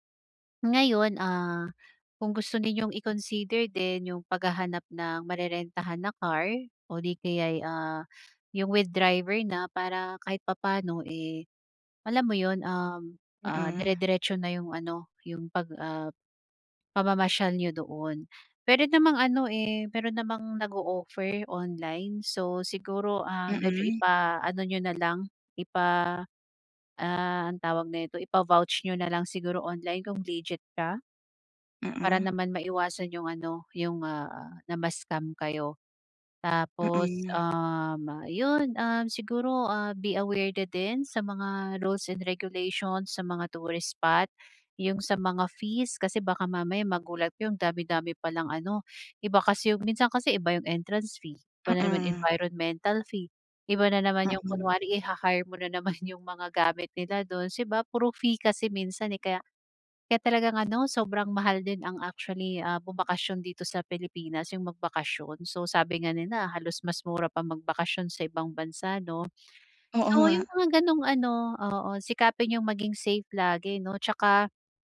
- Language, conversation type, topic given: Filipino, advice, Paano ako makakapag-explore ng bagong lugar nang may kumpiyansa?
- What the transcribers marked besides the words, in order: tapping; other noise; other background noise; chuckle